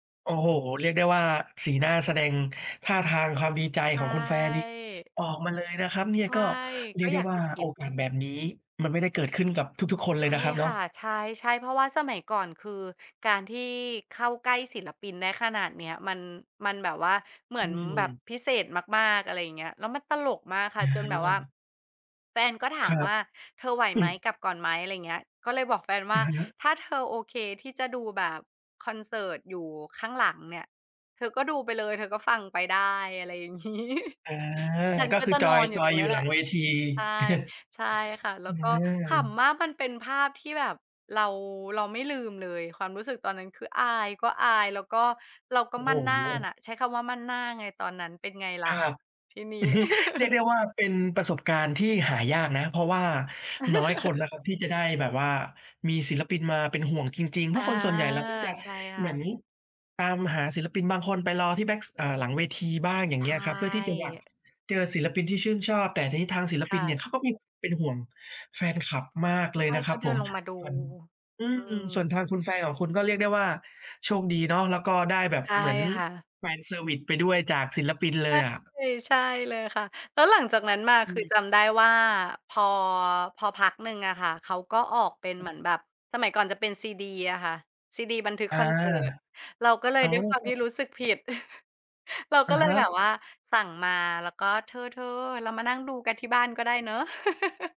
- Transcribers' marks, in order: laughing while speaking: "งี้"; chuckle; laugh; tapping; other noise; chuckle; laugh
- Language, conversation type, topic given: Thai, podcast, จำความรู้สึกตอนคอนเสิร์ตครั้งแรกได้ไหม?